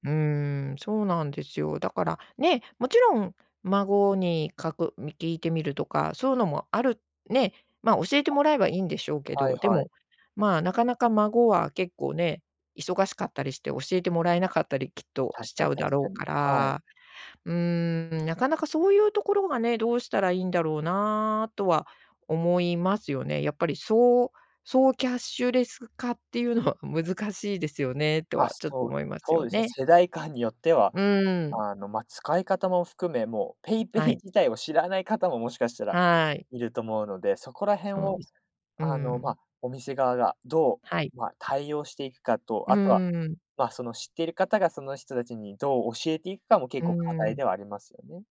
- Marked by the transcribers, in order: none
- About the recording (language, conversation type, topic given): Japanese, podcast, キャッシュレス化で日常はどのように変わりましたか？